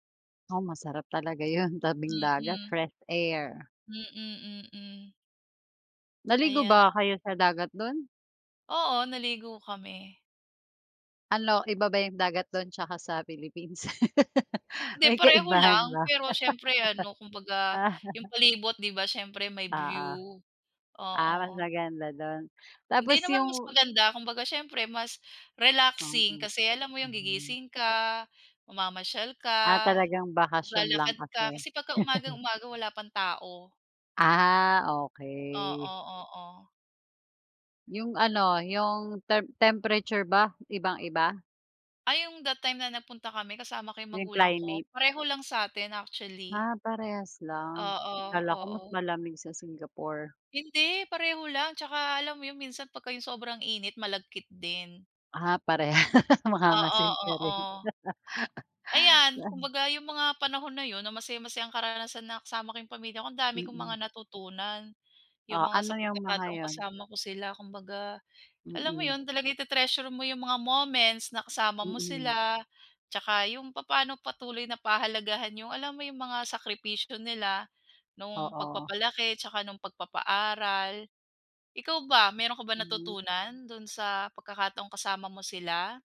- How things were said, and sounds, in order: tapping; laugh; chuckle; chuckle; laughing while speaking: "parehas"; laugh
- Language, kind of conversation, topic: Filipino, unstructured, Ano ang pinakamasayang karanasan mo kasama ang iyong mga magulang?